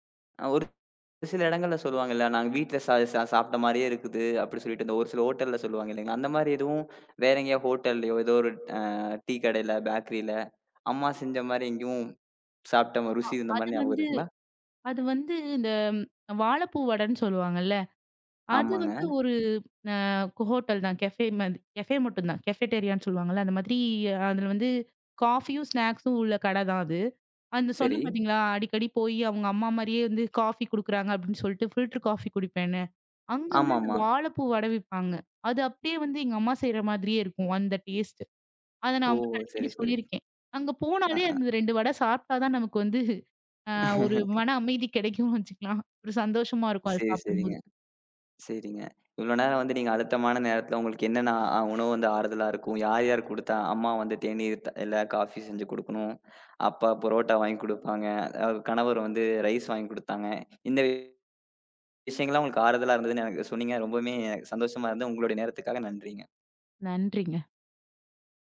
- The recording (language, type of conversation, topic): Tamil, podcast, அழுத்தமான நேரத்தில் உங்களுக்கு ஆறுதலாக இருந்த உணவு எது?
- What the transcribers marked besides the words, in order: other noise; in English: "ஹோட்டல்ல"; in English: "ஹோட்டல்லயோ"; in English: "டீ"; in English: "பேக்கரீல"; in English: "ஹோட்டல்"; in English: "கஃபே"; in English: "கஃபே"; in English: "கஃபட்டீரியான்னு"; in another language: "ஃபில்டர் காஃபி"; in English: "டேஸ்ட்டு"; laugh; laughing while speaking: "கடைக்கும்னு வச்சுக்கலாம்"; in English: "காஃபி"; in English: "ரைஸ்"